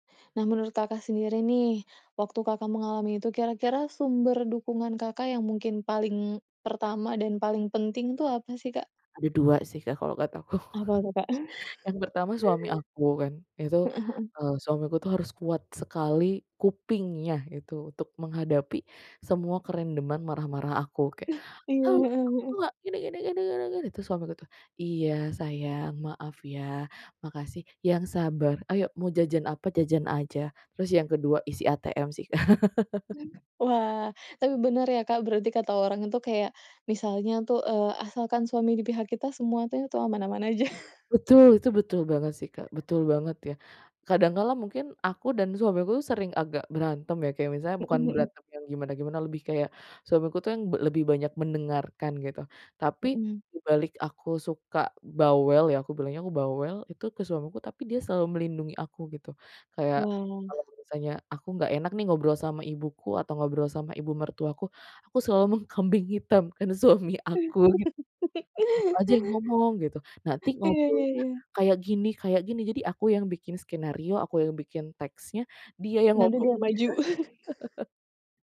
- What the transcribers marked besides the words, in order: laughing while speaking: "aku"; chuckle; chuckle; chuckle; laughing while speaking: "mengkambing hitamkan suami aku"; laugh; chuckle
- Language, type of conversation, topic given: Indonesian, podcast, Bagaimana cara kamu menjaga kesehatan mental saat sedang dalam masa pemulihan?